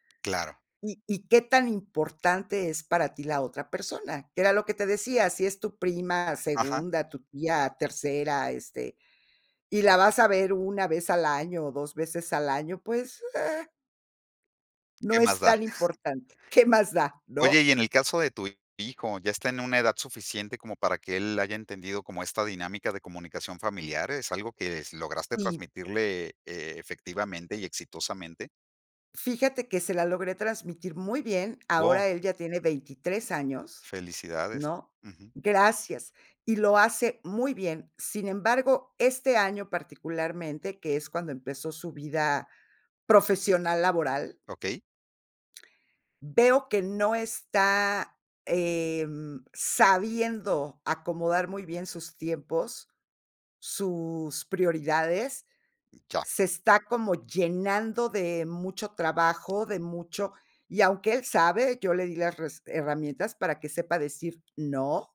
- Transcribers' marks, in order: chuckle
- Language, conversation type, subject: Spanish, podcast, ¿Qué consejos darías para mejorar la comunicación familiar?